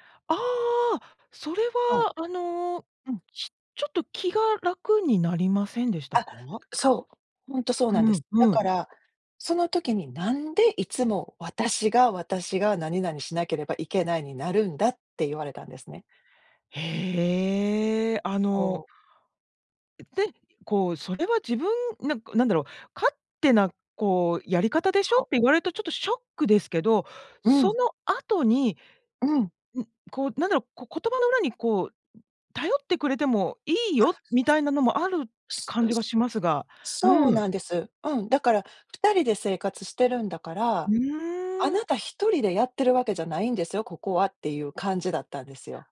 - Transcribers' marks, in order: other noise
- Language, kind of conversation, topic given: Japanese, podcast, 自分の固定観念に気づくにはどうすればいい？